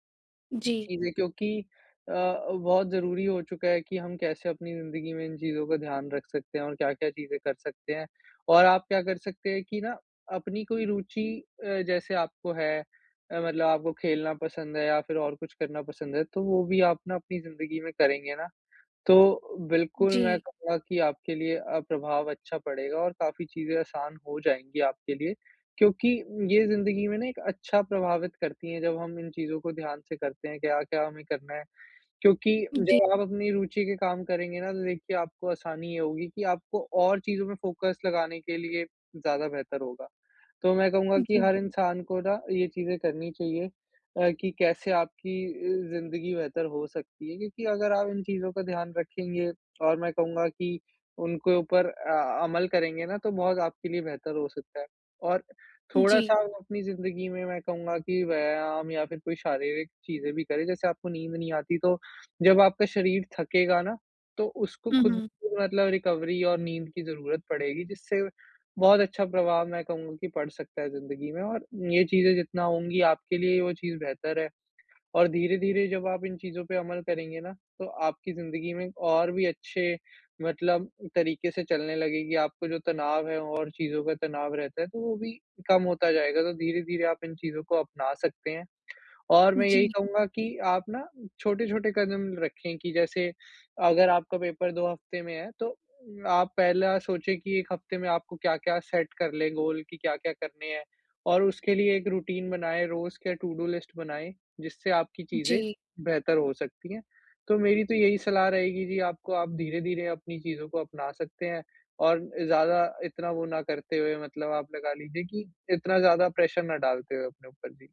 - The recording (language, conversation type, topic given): Hindi, advice, मानसिक धुंधलापन और फोकस की कमी
- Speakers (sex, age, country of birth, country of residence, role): female, 30-34, India, India, user; male, 20-24, India, India, advisor
- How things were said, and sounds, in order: in English: "फ़ोकस"; in English: "रिकवरी"; in English: "सेट"; in English: "गोल"; in English: "रूटीन"; in English: "टू-डू लिस्ट"; in English: "प्रेशर"